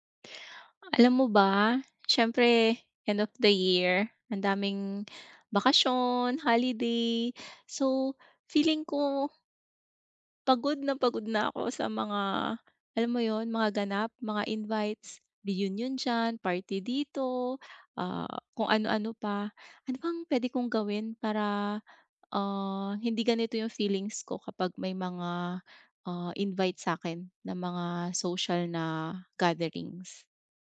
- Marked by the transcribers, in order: tapping
- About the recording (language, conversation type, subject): Filipino, advice, Bakit ako laging pagod o nabibigatan sa mga pakikisalamuha sa ibang tao?